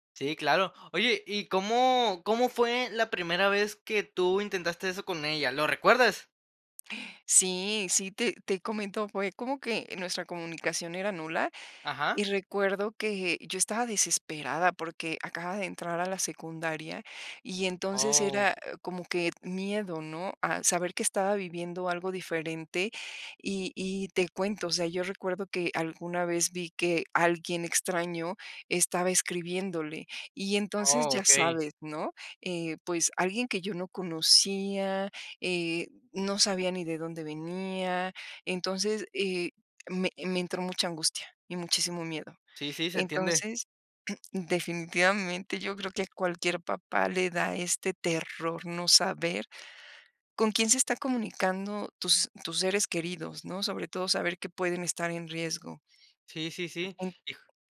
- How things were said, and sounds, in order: drawn out: "Oh"; throat clearing; other background noise
- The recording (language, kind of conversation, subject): Spanish, podcast, ¿Qué tipo de historias te ayudan a conectar con la gente?